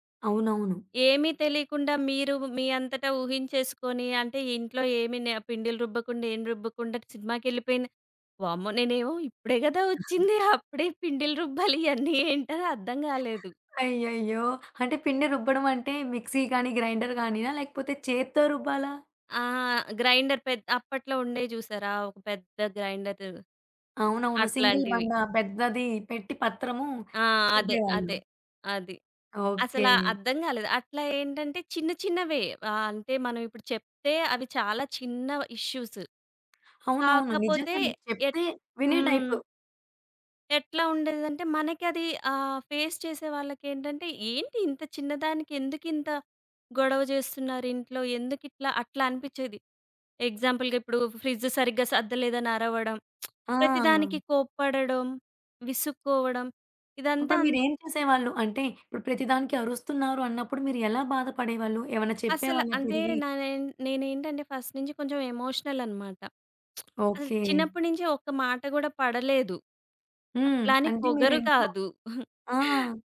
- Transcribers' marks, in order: laughing while speaking: "ఒచ్చింది. అప్పుడే పిండిలు రుబ్బాలి ఇయన్నీ ఏంటని అర్థం గాలేదు"; chuckle; other background noise; in English: "మిక్సీ"; in English: "గ్రైండర్"; in English: "గ్రైండర్"; stressed: "పెద్ద"; in English: "సింగిల్"; in English: "ఫేస్"; in English: "ఫ్రిడ్జ్"; lip smack; in English: "ఫస్ట్"; lip smack; chuckle
- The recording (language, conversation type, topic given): Telugu, podcast, విభిన్న వయస్సులవారి మధ్య మాటలు అపార్థం కావడానికి ప్రధాన కారణం ఏమిటి?